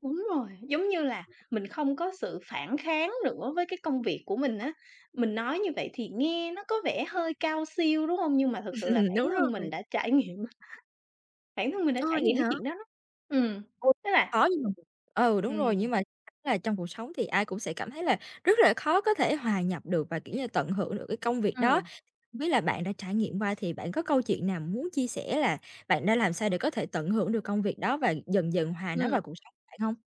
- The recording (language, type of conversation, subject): Vietnamese, podcast, Bạn làm gì để cân bằng công việc và cuộc sống?
- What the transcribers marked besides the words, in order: tapping; laughing while speaking: "Ừm"; laughing while speaking: "nghiệm"; unintelligible speech